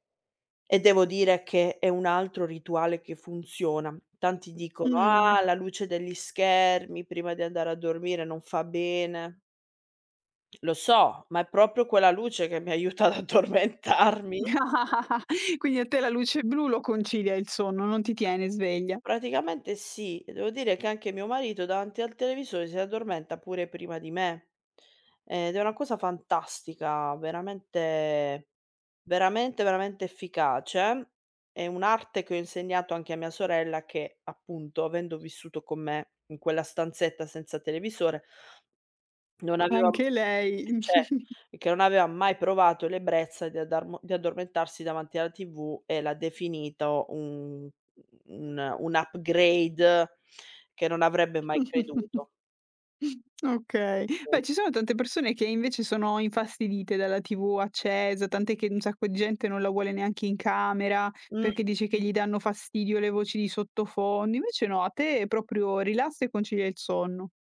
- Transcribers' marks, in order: tapping; "proprio" said as "propio"; laughing while speaking: "addormentarmi"; chuckle; chuckle; in English: "upgrade"; other background noise; chuckle; other noise
- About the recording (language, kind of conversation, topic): Italian, podcast, Qual è un rito serale che ti rilassa prima di dormire?